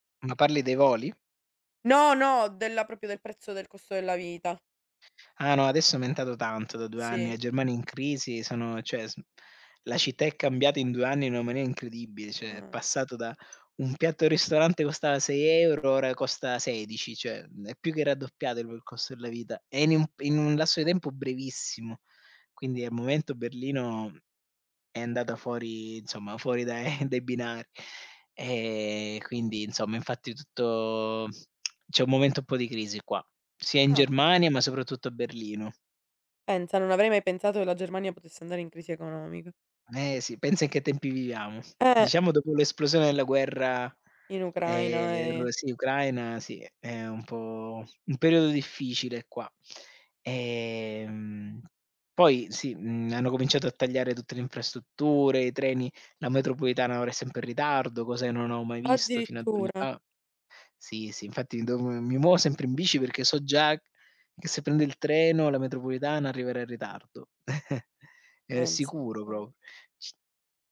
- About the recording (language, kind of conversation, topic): Italian, unstructured, Come ti prepari ad affrontare le spese impreviste?
- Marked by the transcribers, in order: "proprio" said as "propio"; "cioè" said as "ceh"; "Cioè" said as "ceh"; "cioè" said as "ceh"; laughing while speaking: "dai"; tongue click; "avevo" said as "aveo"; chuckle; other background noise